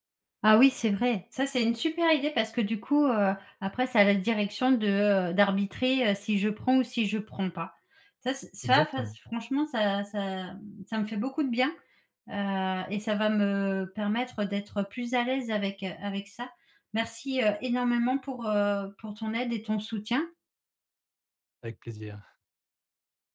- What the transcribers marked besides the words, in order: none
- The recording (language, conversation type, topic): French, advice, Comment puis-je refuser des demandes au travail sans avoir peur de déplaire ?